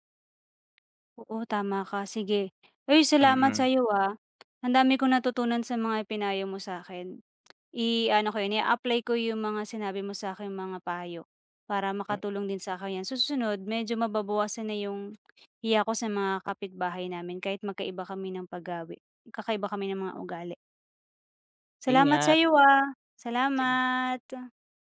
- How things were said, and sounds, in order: tapping; other background noise
- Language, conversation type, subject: Filipino, advice, Paano ako makikipagkapwa nang maayos sa bagong kapitbahay kung magkaiba ang mga gawi namin?